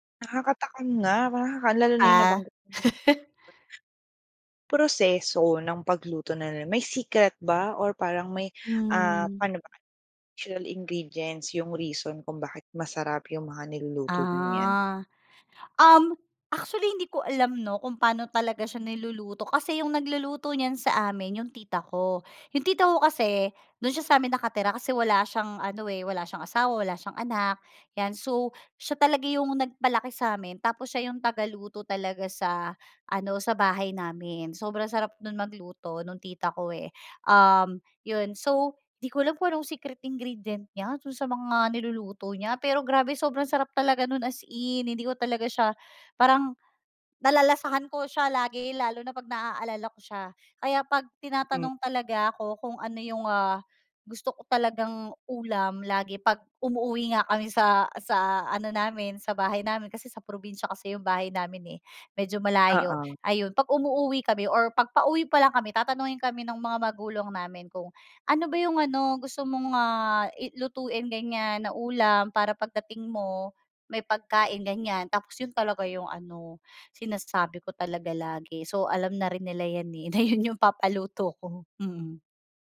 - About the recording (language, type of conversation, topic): Filipino, podcast, Ano ang kuwento sa likod ng paborito mong ulam sa pamilya?
- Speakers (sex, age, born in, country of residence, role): female, 25-29, Philippines, Philippines, host; female, 35-39, Philippines, Philippines, guest
- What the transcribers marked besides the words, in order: laugh; laughing while speaking: "'yon 'yong papaluto"